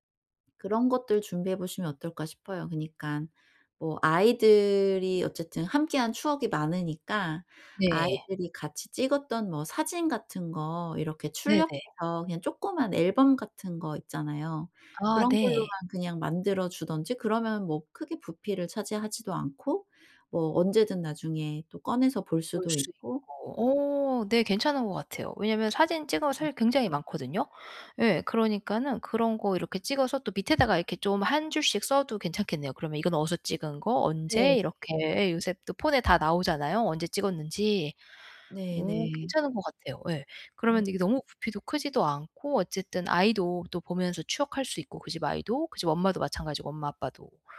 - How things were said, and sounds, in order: tapping; other background noise
- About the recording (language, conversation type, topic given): Korean, advice, 떠나기 전에 작별 인사와 감정 정리는 어떻게 준비하면 좋을까요?